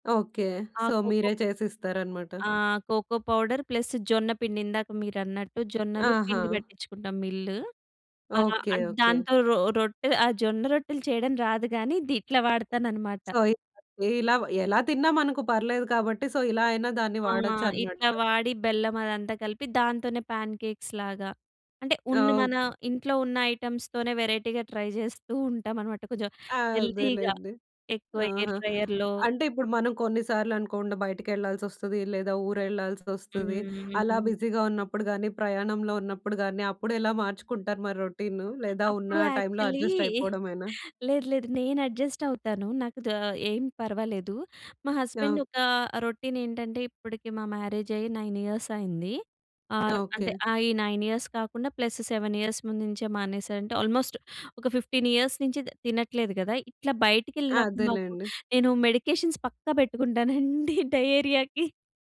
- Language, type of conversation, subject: Telugu, podcast, ప్రతి రోజు బలంగా ఉండటానికి మీరు ఏ రోజువారీ అలవాట్లు పాటిస్తారు?
- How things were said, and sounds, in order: in English: "సో"; in English: "కోకో పౌడర్, ప్లస్"; in English: "సో"; other background noise; in English: "సో"; in English: "పాన్ కేక్స్"; in English: "ఐటెమ్స్"; in English: "వేరైటీ‌గా ట్రై"; in English: "హెల్తీగా"; in English: "ఎయిర్ ఫ్రైయర్‌లో"; "అనుకోకుండా" said as "అనుకోండా"; in English: "బిజీగా"; in English: "యాక్చువల్లీ"; in English: "అడ్జస్ట్"; chuckle; in English: "అడ్జస్ట్"; in English: "హస్బెండ్"; in English: "రొటీన్"; in English: "నైన్ ఇయర్స్"; in English: "నైన్ ఇయర్స్"; in English: "ప్లస్ సెవెన్ ఇయర్స్"; in English: "ఆల్మోస్ట్"; in English: "ఫిఫ్టీన్ ఇయర్స్"; in English: "మెడికేషన్స్"; laughing while speaking: "పెట్టుకుంటానండి డయేరియాకి"; in English: "డయేరియాకి"